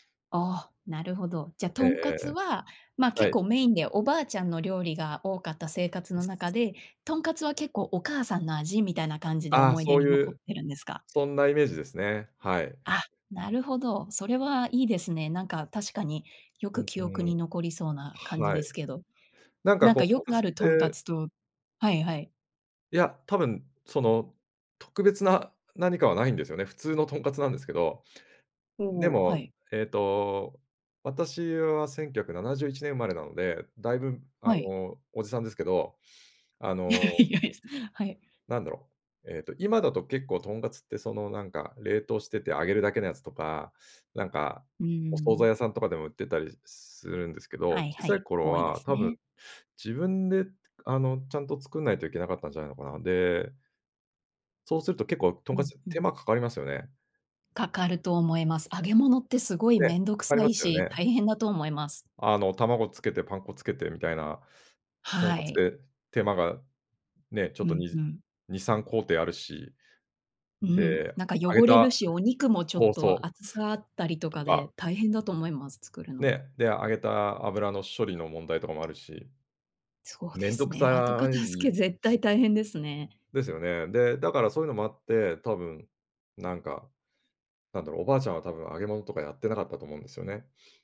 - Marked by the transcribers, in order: other noise; tapping; laughing while speaking: "いやいや"; other background noise
- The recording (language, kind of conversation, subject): Japanese, podcast, 子どもの頃の食卓で一番好きだった料理は何ですか？